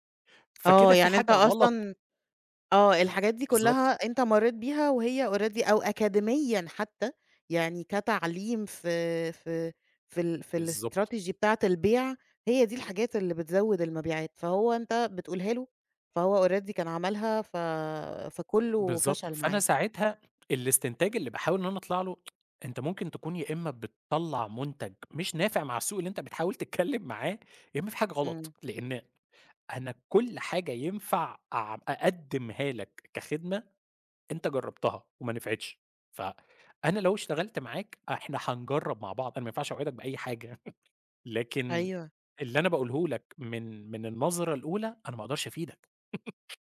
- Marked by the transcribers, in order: tapping; in English: "already"; in English: "الstrategy"; in English: "already"; tsk; laughing while speaking: "تتكلم معاه"; chuckle; chuckle
- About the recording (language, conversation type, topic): Arabic, podcast, بتشارك فشلك مع الناس؟ ليه أو ليه لأ؟